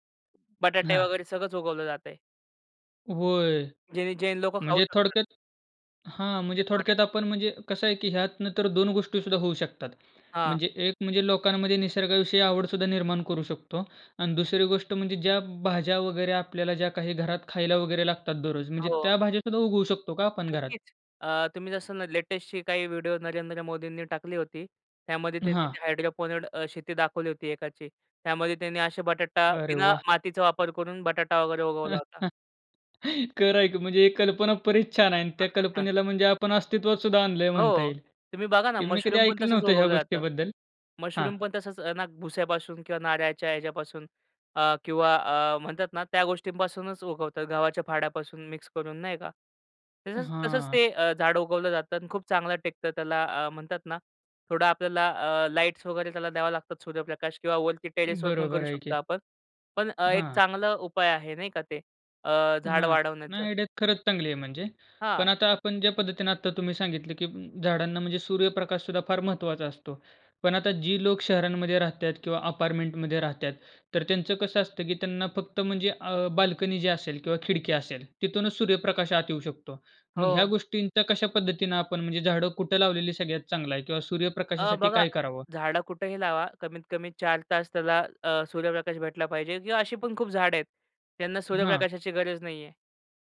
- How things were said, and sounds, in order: tapping; in English: "हायड्रोपोनिक"; chuckle; horn; "बरीच" said as "परीच"; in English: "आयडिया"; other noise
- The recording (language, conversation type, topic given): Marathi, podcast, घरात साध्या उपायांनी निसर्गाविषयीची आवड कशी वाढवता येईल?